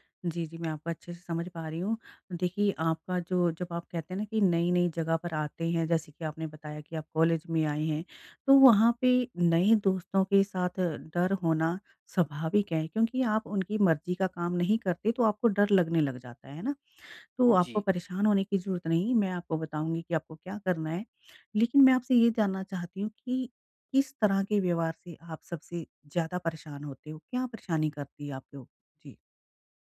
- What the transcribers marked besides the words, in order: other background noise
- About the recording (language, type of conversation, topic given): Hindi, advice, दोस्तों के साथ भावनात्मक सीमाएँ कैसे बनाऊँ और उन्हें बनाए कैसे रखूँ?